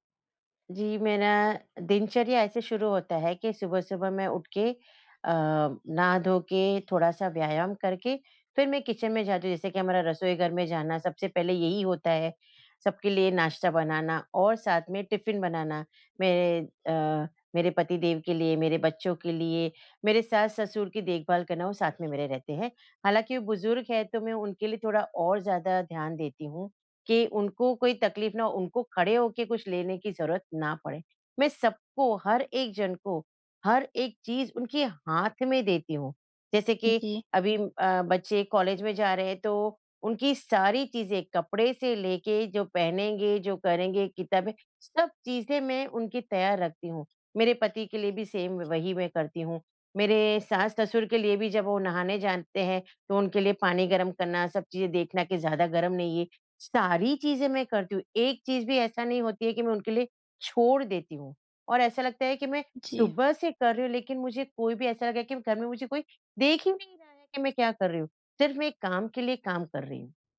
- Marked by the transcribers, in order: in English: "किचन"; in English: "सेम"
- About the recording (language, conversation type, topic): Hindi, advice, जब प्रगति बहुत धीमी लगे, तो मैं प्रेरित कैसे रहूँ और चोट से कैसे बचूँ?
- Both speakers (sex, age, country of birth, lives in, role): female, 20-24, India, India, advisor; female, 50-54, India, India, user